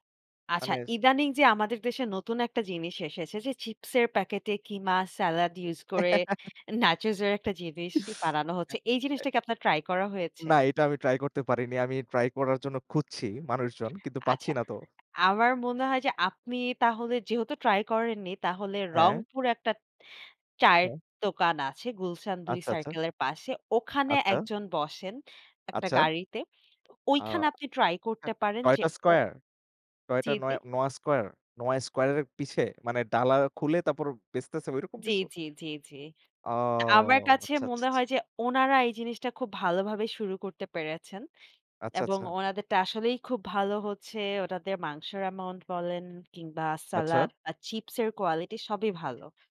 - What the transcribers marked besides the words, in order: chuckle; chuckle; tapping; "একটা" said as "একটাত"; "আচ্ছা" said as "আচ্চা"; "আচ্ছা" said as "আচ্চা"; "জি" said as "দি"; drawn out: "ও!"; "আচ্ছা" said as "আচ্চা"; "আচ্ছা" said as "আচ্চা"
- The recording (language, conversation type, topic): Bengali, unstructured, আপনার কাছে সেরা রাস্তার খাবার কোনটি, এবং কেন?